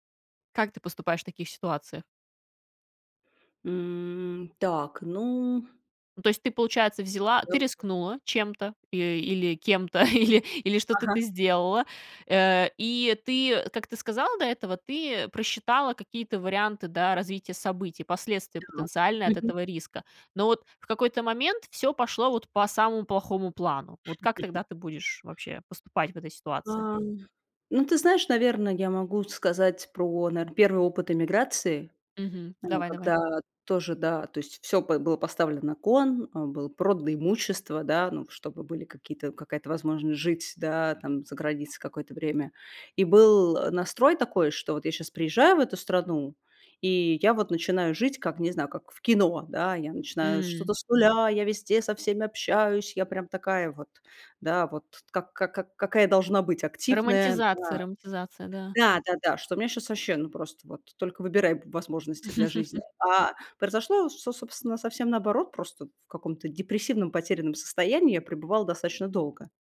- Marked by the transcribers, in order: drawn out: "М"; other background noise; laughing while speaking: "или"; unintelligible speech; chuckle; drawn out: "Ам"; laugh
- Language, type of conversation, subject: Russian, podcast, Как ты отличаешь риск от безрассудства?